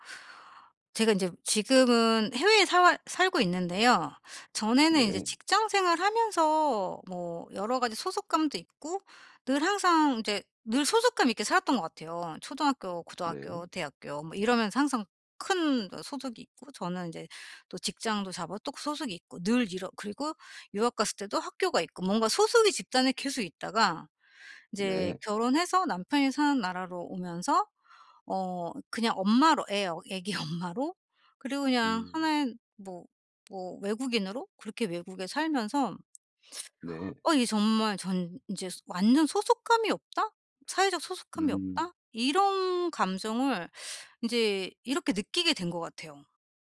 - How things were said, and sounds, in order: laughing while speaking: "엄마로"; tapping
- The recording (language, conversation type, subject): Korean, advice, 소속감을 잃지 않으면서도 제 개성을 어떻게 지킬 수 있을까요?